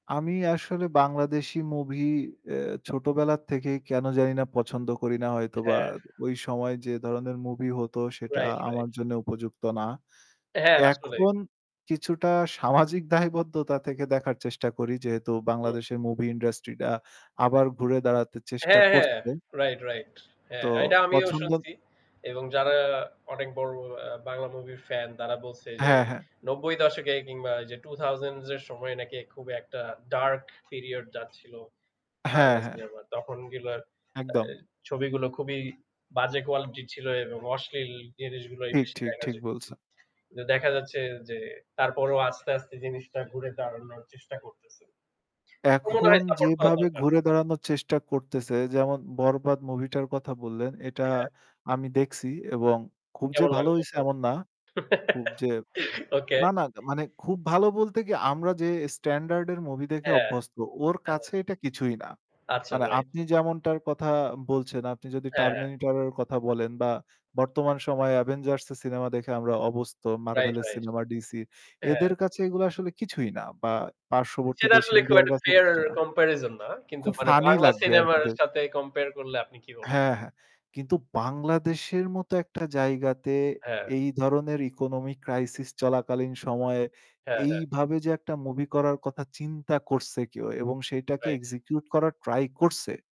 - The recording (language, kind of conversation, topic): Bengali, unstructured, তোমার প্রিয় চলচ্চিত্র কোনটি এবং কেন?
- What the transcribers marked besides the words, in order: static; other background noise; giggle; "অভ্যস্থ" said as "অভস্থ"; in English: "ফেয়ার কম্পারিজন"; in English: "economic crisis"